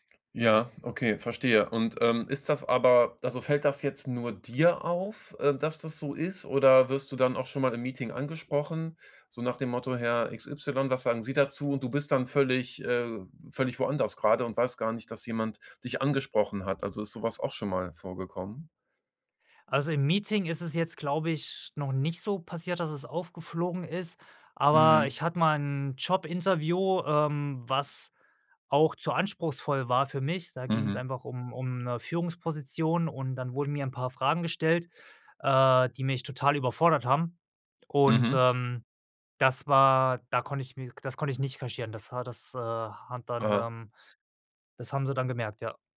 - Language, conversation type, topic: German, podcast, Woran merkst du, dass dich zu viele Informationen überfordern?
- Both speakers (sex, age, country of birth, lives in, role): male, 35-39, Germany, Sweden, guest; male, 45-49, Germany, Germany, host
- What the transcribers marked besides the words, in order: other background noise